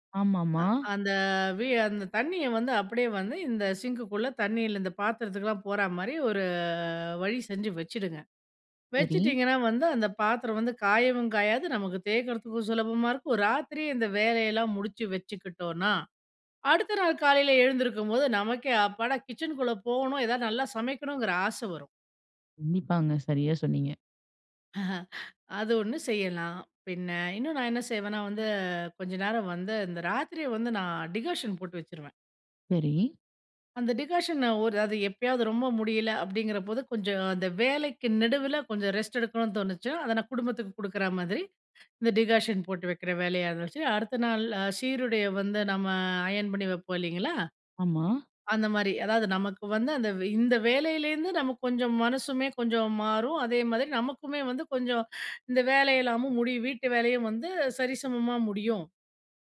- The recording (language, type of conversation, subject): Tamil, podcast, காலத்தைச் சிறப்பாகச் செலவிட்டு நீங்கள் பெற்ற ஒரு வெற்றிக் கதையைப் பகிர முடியுமா?
- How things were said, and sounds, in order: chuckle; other background noise